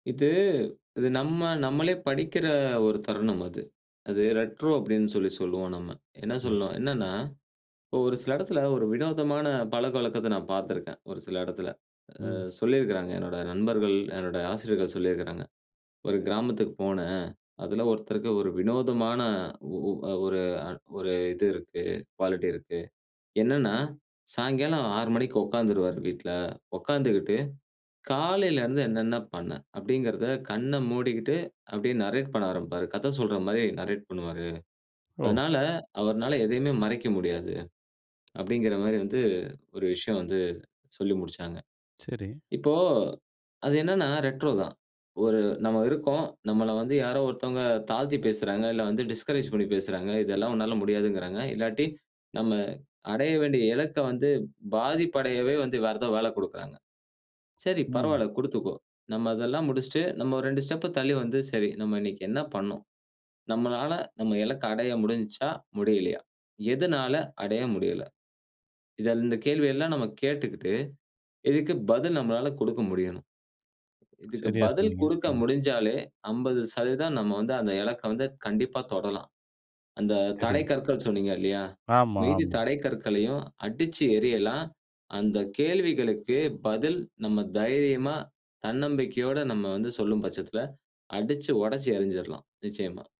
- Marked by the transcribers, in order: other background noise; in English: "நரேட்"; in English: "நரேட்"; in English: "டிஸ்கரேஜ்"; "இத" said as "இதல்"
- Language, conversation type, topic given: Tamil, podcast, சிறு மகிழ்ச்சிகளையும் பெரிய இலக்குகளையும் ஒப்பிடும்போது, நீங்கள் எதைத் தேர்வு செய்கிறீர்கள்?